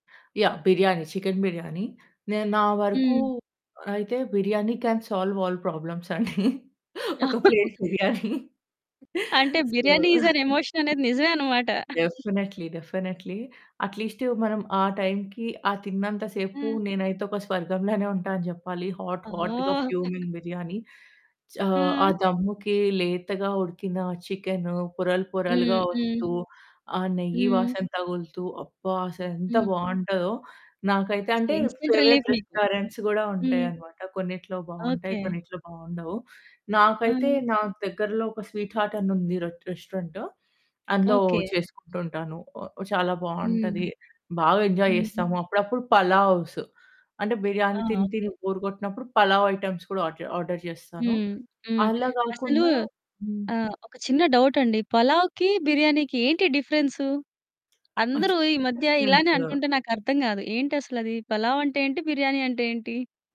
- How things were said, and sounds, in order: in English: "కాన్ సాల్వ్ ఆల్ ప్రాబ్లమ్స్"; chuckle; other background noise; laughing while speaking: "అండి. ఒక ప్లేట్ బిర్యానీ. సో"; in English: "ఈస్ ఎన్ ఎమోషన్"; in English: "ప్లేట్"; in English: "సో"; in English: "డెఫినైట్లీ, డెఫినైట్లీ అట్లీస్ట్"; chuckle; in English: "హాట్ హాట్‌గా ఫ్యూమింగ్"; chuckle; in English: "ఫేవరైట్ రెస్టారెంట్స్"; in English: "ఇన్స్టాంట్ రిలీఫ్"; in English: "స్వీట్ హార్ట్"; in English: "రెట్ రెస్టారెంట్"; in English: "ఎంజాయ్"; in English: "పలావ్స్"; in English: "బోర్"; in English: "ఐటెమ్స్"; in English: "ఆర్డర్"; in English: "డౌట్"; unintelligible speech
- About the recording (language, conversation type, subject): Telugu, podcast, మీరు బాధపడినప్పుడు తింటే మీకు మెరుగ్గా అనిపించే ఆహారం ఏది?